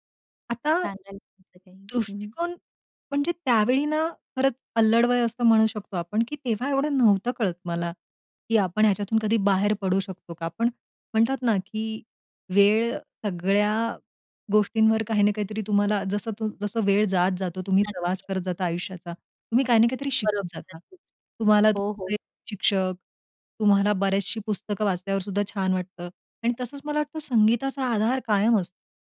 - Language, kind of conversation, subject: Marathi, podcast, ब्रेकअपनंतर संगीत ऐकण्याच्या तुमच्या सवयींमध्ये किती आणि कसा बदल झाला?
- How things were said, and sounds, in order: none